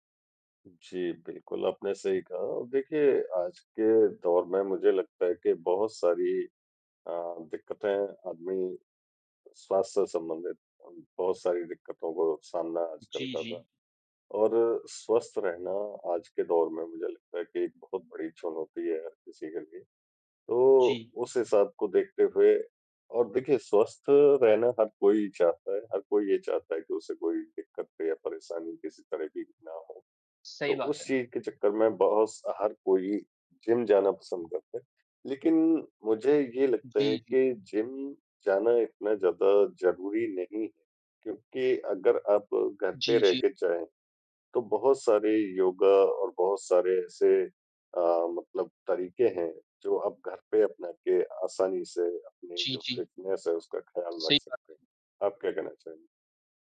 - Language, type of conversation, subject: Hindi, unstructured, क्या जिम जाना सच में ज़रूरी है?
- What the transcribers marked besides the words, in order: in English: "फिटनेस"